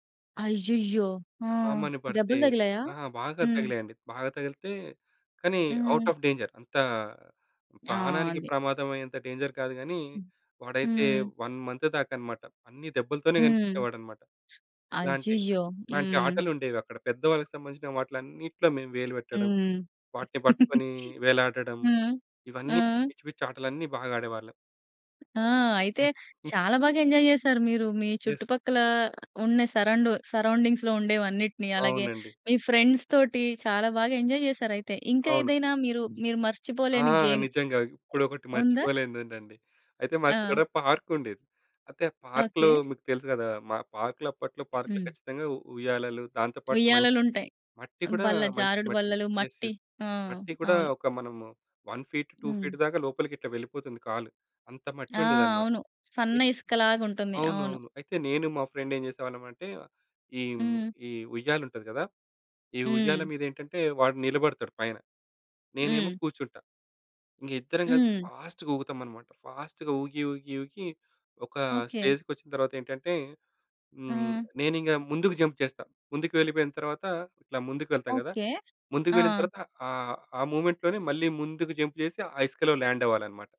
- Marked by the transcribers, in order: in English: "ఔట్ ఆఫ్ డేంజర్"; in English: "డేంజర్"; in English: "వన్ మంత్"; other background noise; giggle; in English: "ఎంజాయ్"; in English: "యెస్"; in English: "సరౌండింగ్స్‌లో"; in English: "ఫ్రెండ్స్"; in English: "ఎంజాయ్"; in English: "గేమ్"; in English: "పార్క్"; in English: "పార్క్‌లో"; in English: "పార్క్‌లో"; in English: "పార్క్‌లో"; in English: "యెస్. యెస్"; in English: "వన్ ఫీట్, టూ ఫీట్"; in English: "ఫ్రెండ్"; in English: "ఫాస్ట్‌గా"; in English: "ఫాస్ట్‌గా"; in English: "స్టేజ్‌కొచ్చిన"; in English: "జంప్"; in English: "మూవ్‌మెంట్"; in English: "జంప్"; in English: "ల్యాండ్"
- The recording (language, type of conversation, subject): Telugu, podcast, మీరు చిన్నప్పుడు బయట ఆడిన జ్ఞాపకాల్లో మీకు ఎక్కువగా గుర్తుండిపోయింది ఏమిటి?